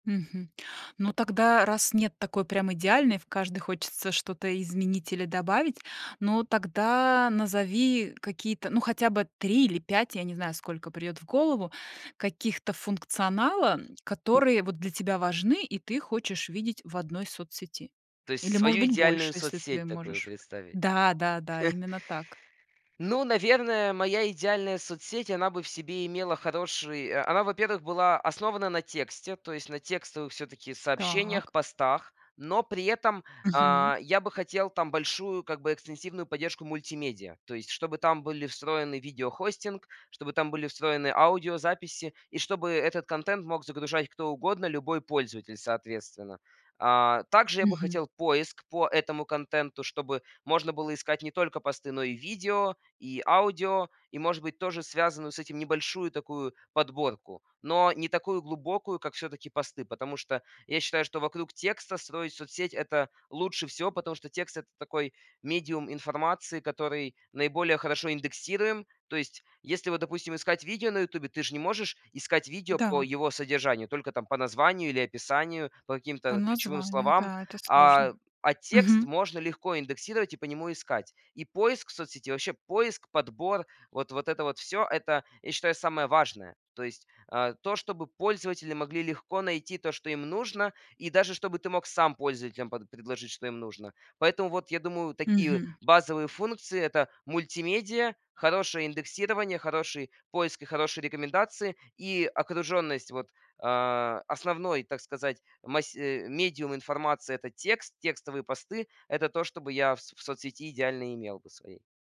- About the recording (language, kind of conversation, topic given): Russian, podcast, Как соцсети меняют способы рассказывать истории?
- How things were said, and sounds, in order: tapping; chuckle